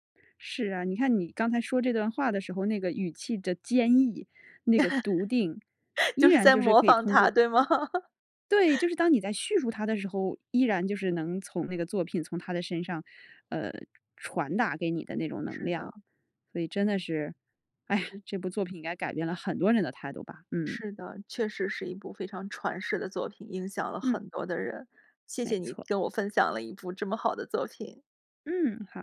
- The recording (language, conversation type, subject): Chinese, podcast, 有没有一部作品改变过你的人生态度？
- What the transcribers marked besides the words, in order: laugh; laughing while speaking: "就是在模仿她，对吗？"; laugh